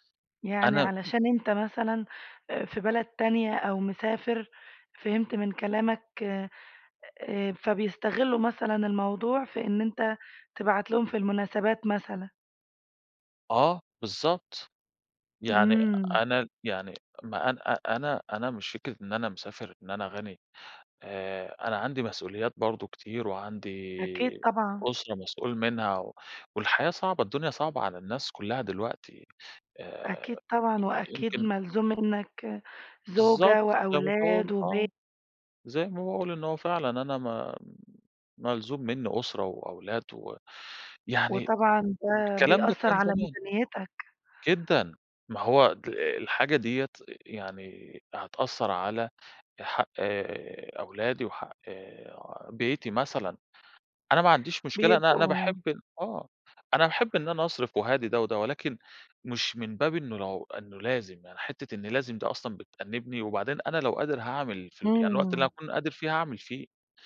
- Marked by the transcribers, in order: other background noise; other noise
- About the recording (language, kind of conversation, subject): Arabic, advice, إزاي بتوصف إحساسك تجاه الضغط الاجتماعي اللي بيخليك تصرف أكتر في المناسبات والمظاهر؟